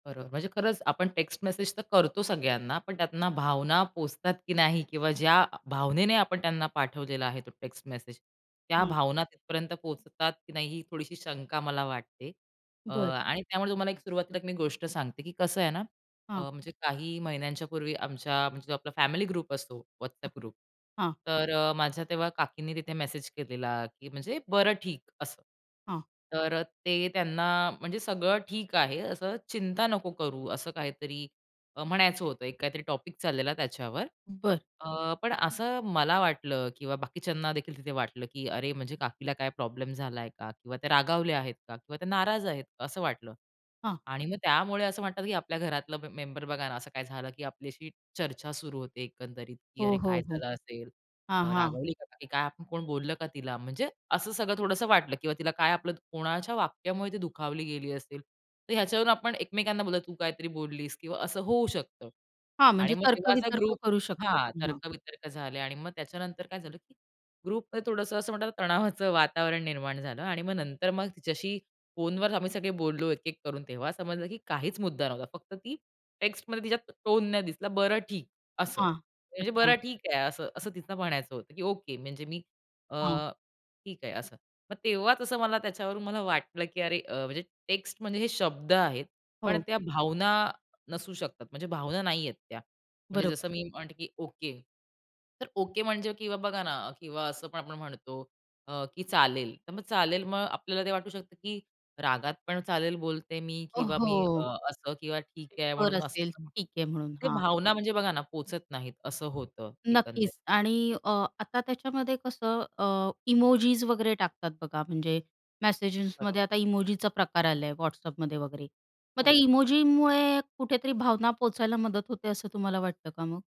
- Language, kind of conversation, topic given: Marathi, podcast, टेक्स्टमध्ये भावनांचा सूर नसताना गैरसमज कसे टाळायचे?
- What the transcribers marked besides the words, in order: other background noise; in English: "ग्रुप"; in English: "ग्रुप"; in English: "ग्रुप"; in English: "ग्रुपमध्ये"; laughing while speaking: "तणावाचं"; background speech; other noise